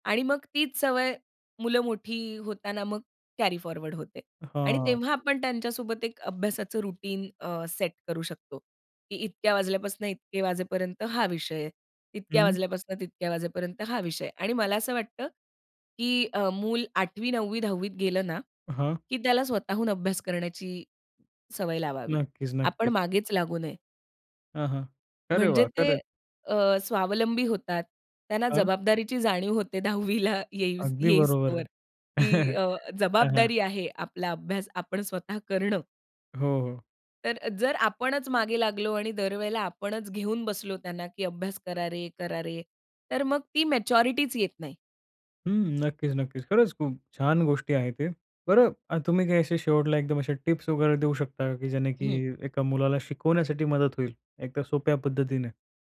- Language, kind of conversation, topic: Marathi, podcast, मुलांच्या अभ्यासासाठी रोजचे नियम काय असावेत?
- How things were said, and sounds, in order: in English: "कॅरी फॉरवर्ड"; in English: "रूटीन"; other background noise; other noise; tapping; chuckle; chuckle